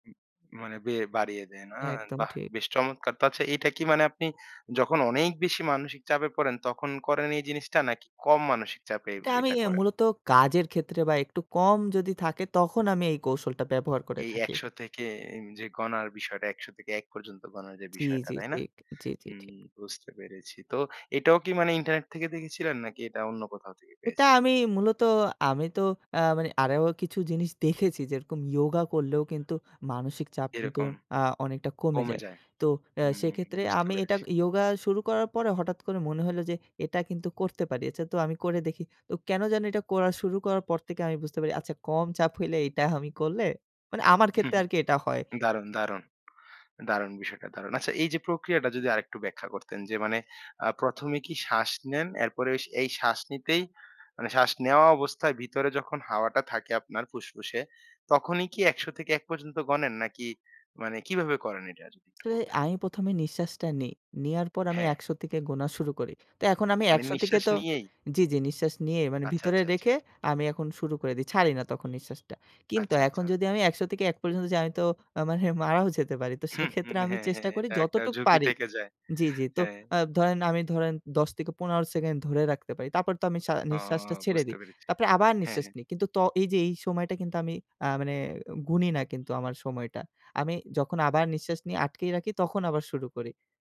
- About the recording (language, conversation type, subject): Bengali, podcast, স্ট্রেসের মুহূর্তে আপনি কোন ধ্যানকৌশল ব্যবহার করেন?
- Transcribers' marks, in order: other background noise; horn; laughing while speaking: "এইটা"; chuckle; unintelligible speech; laughing while speaking: "মানে"; laughing while speaking: "হুম, হ্যাঁ, হ্যাঁ"